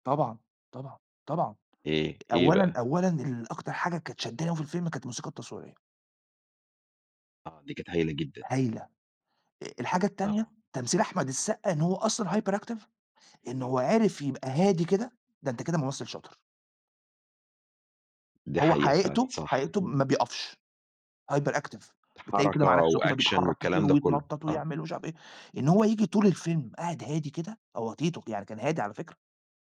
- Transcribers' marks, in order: tapping; in English: "hyperactive"; in English: "hyperactive"; in English: "وأكشن"
- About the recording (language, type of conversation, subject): Arabic, podcast, إيه أكتر حاجة بتفتكرها من أول فيلم أثّر فيك؟